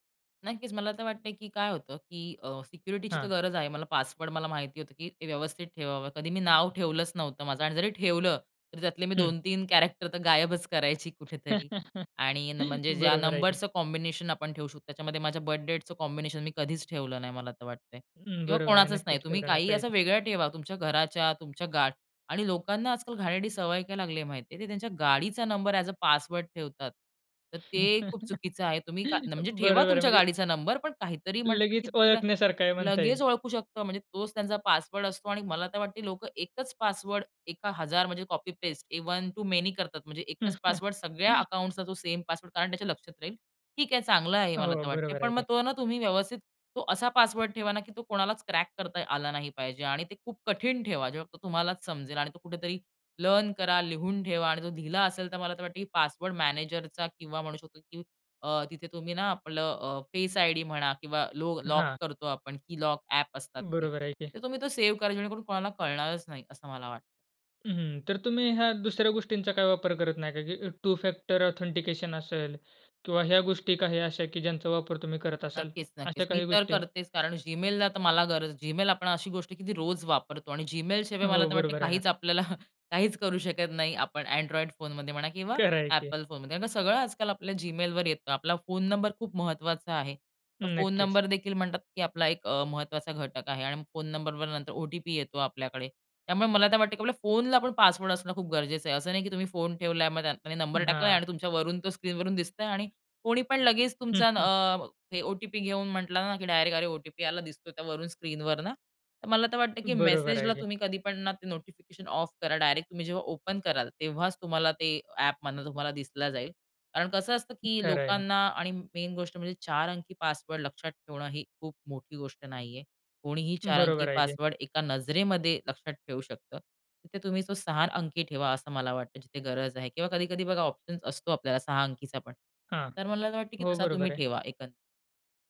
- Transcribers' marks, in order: other noise; in English: "कॅरेक्टर"; chuckle; laughing while speaking: "बरोबर आहे की"; in English: "कॉम्बिनेशन"; in English: "बर्थडेटच कॉम्बिनेशन"; tapping; in English: "ॲज अ पासवर्ड"; chuckle; laughing while speaking: "बरोबर आहे, म्हणजे"; in English: "कॉपी पेस्ट वन टू मेनी"; chuckle; in English: "की लॉक ॲप"; in English: "टू फॅक्टर ऑथेंटिकेशन"; laughing while speaking: "आपल्याला काहीच करू शकत नाही"; in English: "ऑफ"; in English: "ओपन"; in English: "मेन"
- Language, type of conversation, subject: Marathi, podcast, पासवर्ड आणि खात्यांच्या सुरक्षिततेसाठी तुम्ही कोणत्या सोप्या सवयी पाळता?